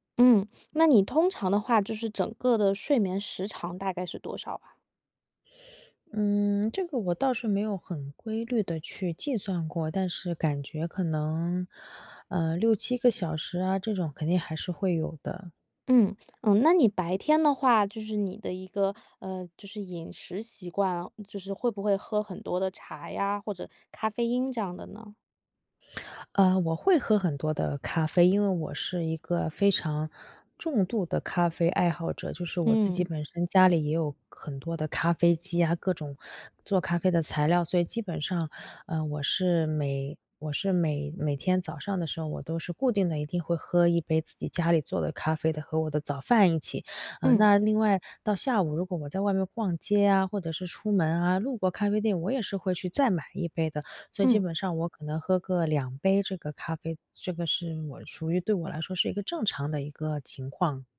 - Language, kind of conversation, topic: Chinese, advice, 如何建立稳定睡眠作息
- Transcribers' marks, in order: none